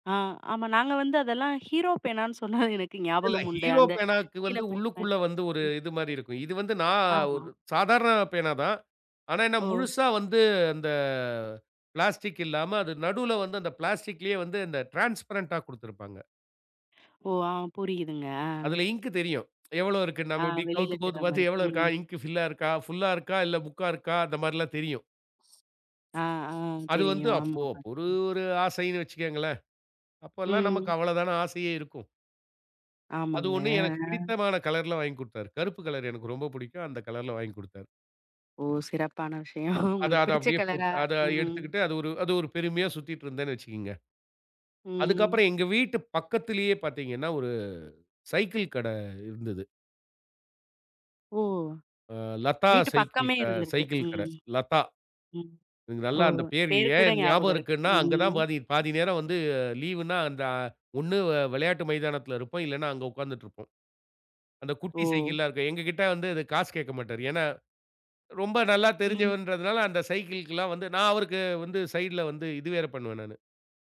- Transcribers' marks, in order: laughing while speaking: "சொன்னா"; in English: "டிரான்ஸ்பரன்ட்டா"; other noise; other background noise; chuckle; in English: "சைட்ல"
- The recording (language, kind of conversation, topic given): Tamil, podcast, படைக்கும் போது உங்களை நீங்கள் யாராகக் காண்கிறீர்கள்?